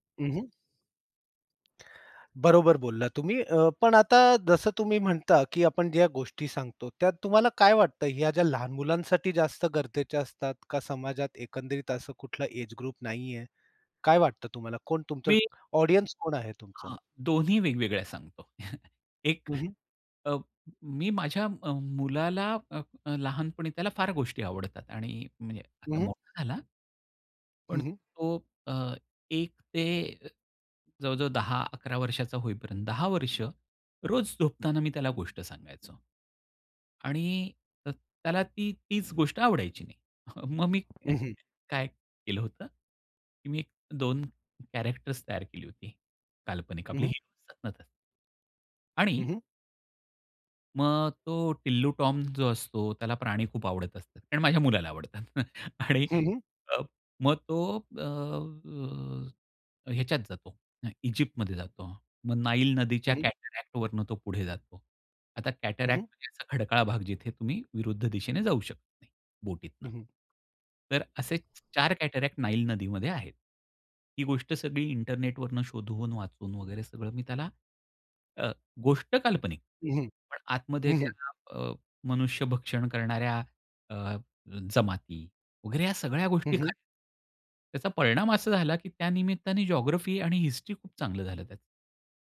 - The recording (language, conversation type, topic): Marathi, podcast, लोकांना प्रेरणा देणारी कथा तुम्ही कशी सांगता?
- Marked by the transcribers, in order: other background noise; in English: "ग्रुप"; in English: "ऑडियन्स"; chuckle; tapping; chuckle; in English: "कॅरेक्टर्स"; laughing while speaking: "आवडतात आणि"; in English: "कॅटरॅक्ट"; in English: "कॅटरॅक्ट"; in English: "कॅटरॅक्ट"